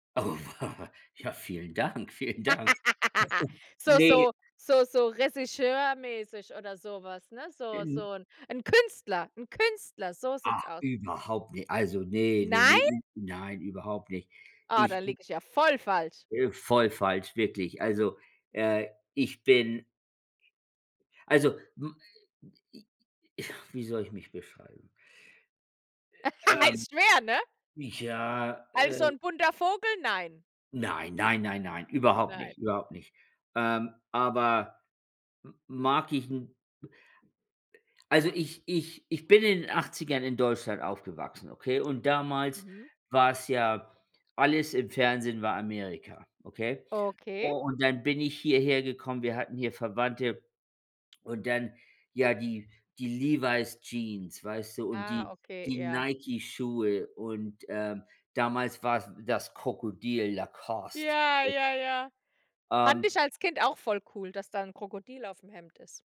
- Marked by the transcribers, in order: laugh; laughing while speaking: "vielen Dank"; surprised: "Nein?"; stressed: "voll"; laugh; other noise
- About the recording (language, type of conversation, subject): German, unstructured, Wie würdest du deinen Stil beschreiben?